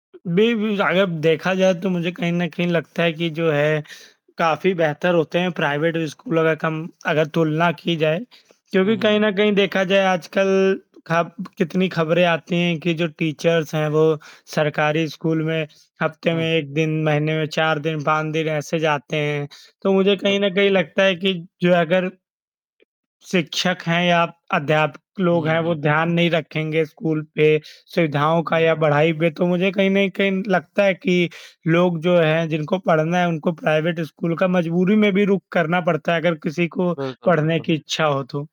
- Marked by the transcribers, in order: static; in English: "प्राइवेट"; in English: "टीचर्स"; "पढ़ाई" said as "बढ़ाई"; in English: "प्राइवेट"
- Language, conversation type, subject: Hindi, unstructured, क्या सरकारी स्कूलों की तुलना में निजी स्कूल बेहतर हैं?